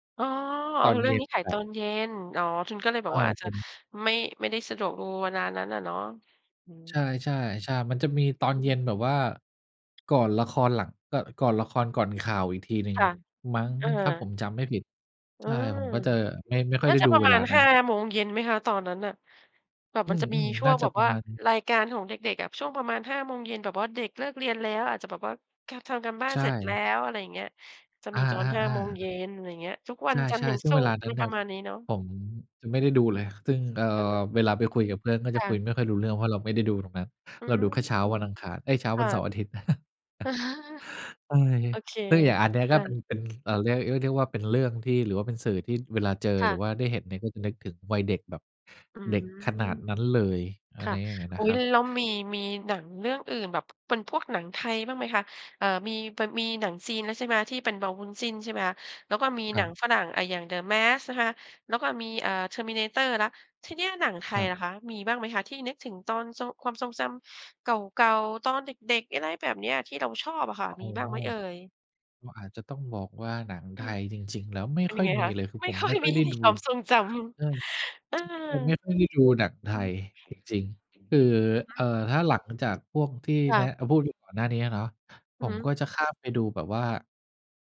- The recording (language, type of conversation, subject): Thai, podcast, หนังเรื่องไหนทำให้คุณคิดถึงความทรงจำเก่าๆ บ้าง?
- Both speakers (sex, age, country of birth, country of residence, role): female, 50-54, Thailand, Thailand, host; male, 50-54, Thailand, Thailand, guest
- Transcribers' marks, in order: tapping; chuckle; laughing while speaking: "ไม่ค่อยมีความทรงจํา"; unintelligible speech